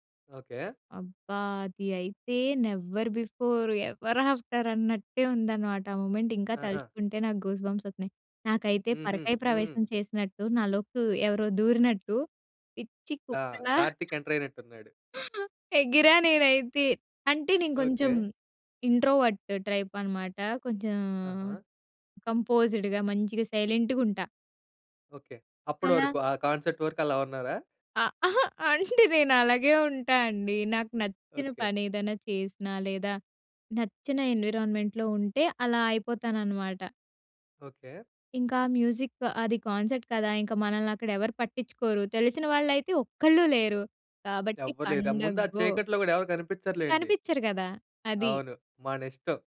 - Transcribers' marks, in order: in English: "నెవర్ బిఫోర్, ఎవర్ ఆఫ్టర్"; in English: "మొమెంట్"; in English: "గూస్‌బంప్స్"; chuckle; in English: "ఇంట్రోవర్ట్"; in English: "కంపోజ్‌డ్‌గా"; in English: "కాన్సెట్"; laughing while speaking: "ఆహ! అంటే నేనలాగే ఉంటా అండి"; in English: "ఎన్విరాన్మెంట్‌లో"; in English: "మ్యూజిక్"; in English: "కాన్సర్ట్"
- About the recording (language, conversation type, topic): Telugu, podcast, జనం కలిసి పాడిన అనుభవం మీకు గుర్తుందా?